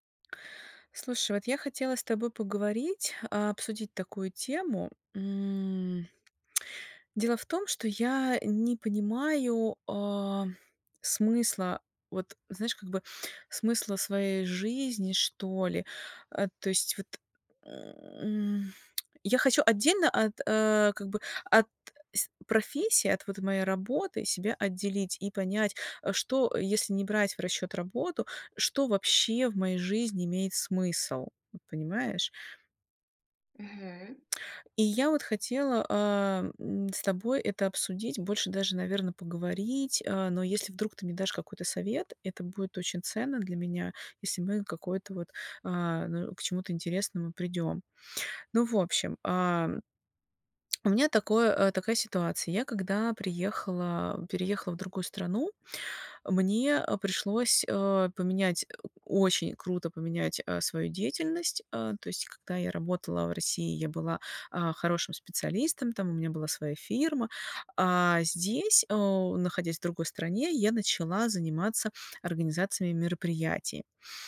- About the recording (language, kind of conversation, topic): Russian, advice, Как найти смысл жизни вне карьеры?
- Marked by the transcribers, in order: tapping